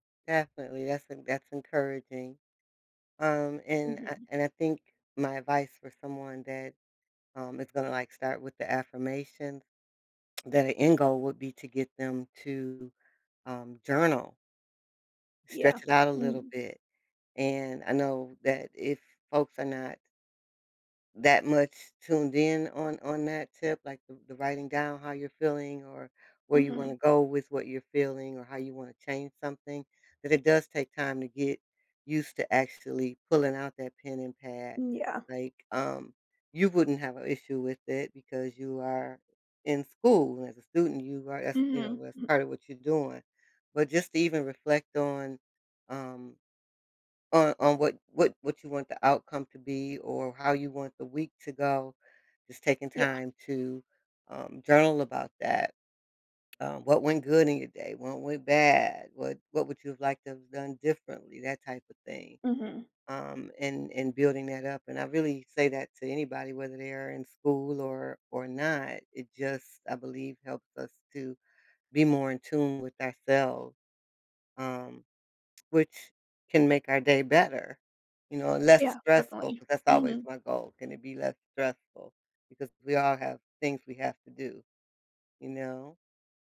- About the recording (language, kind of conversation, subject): English, unstructured, What small habit makes you happier each day?
- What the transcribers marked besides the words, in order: none